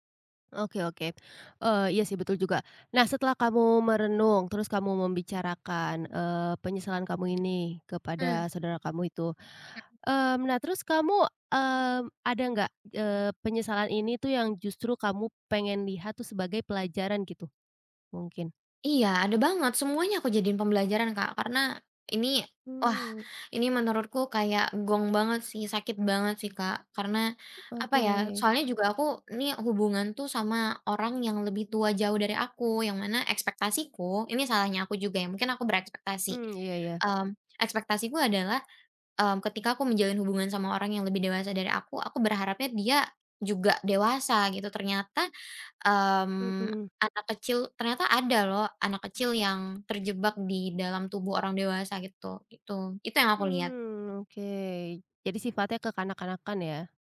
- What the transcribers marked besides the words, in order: tapping; other background noise
- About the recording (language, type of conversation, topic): Indonesian, podcast, Apa yang biasanya kamu lakukan terlebih dahulu saat kamu sangat menyesal?